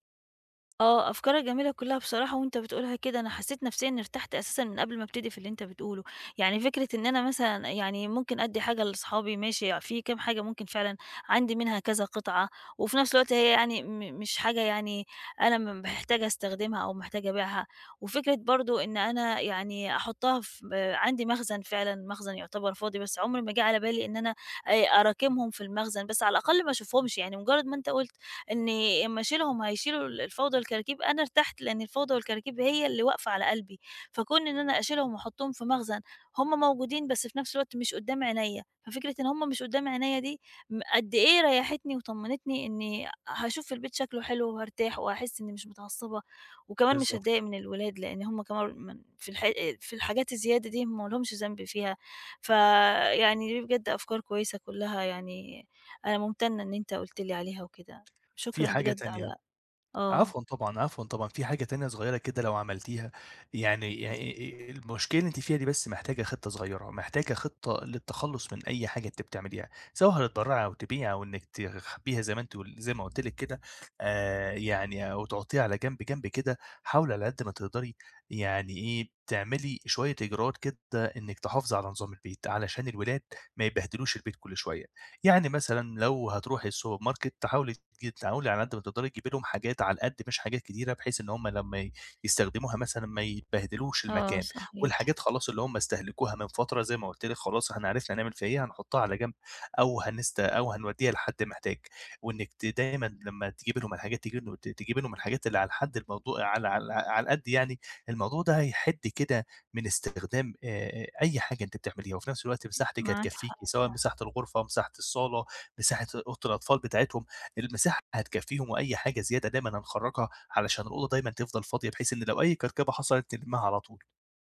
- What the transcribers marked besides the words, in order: tapping; in English: "الsupermarket"; "تحاولي" said as "تعاولي"
- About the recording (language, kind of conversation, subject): Arabic, advice, إزاي أبدأ أقلّل الفوضى المتراكمة في البيت من غير ما أندم على الحاجة اللي هرميها؟